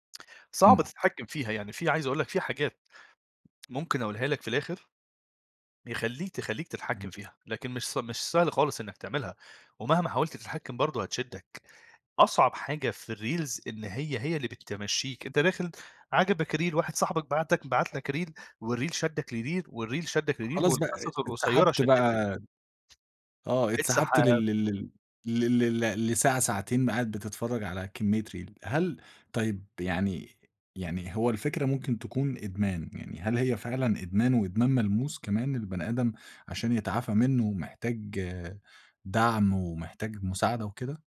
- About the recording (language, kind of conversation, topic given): Arabic, podcast, إزاي السوشيال ميديا بتأثر على مزاجك اليومي؟
- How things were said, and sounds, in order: tapping; in English: "الreels"; in English: "reel"; in English: "reel، والreel"; in English: "لreel والreel"; in English: "لreel"; in English: "reel"